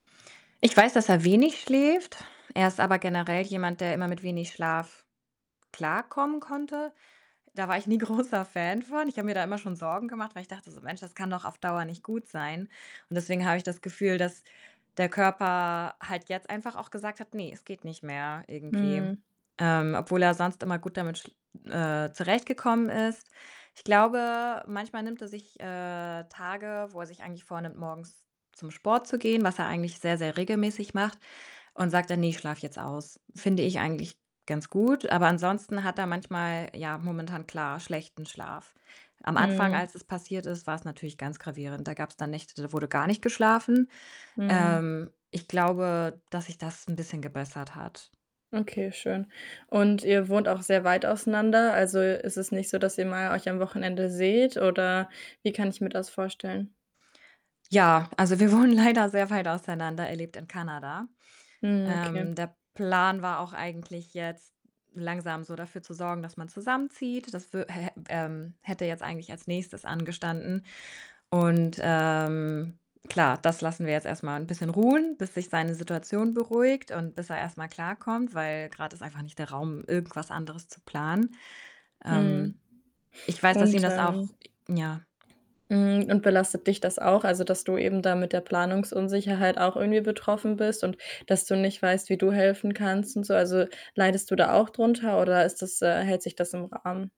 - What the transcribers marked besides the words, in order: distorted speech; tapping; laughing while speaking: "großer"; other background noise; laughing while speaking: "wir wohnen leider"; drawn out: "ähm"
- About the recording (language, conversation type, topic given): German, advice, Wie kann ich mit Überarbeitung und einem drohenden Burnout durch lange Startup-Phasen umgehen?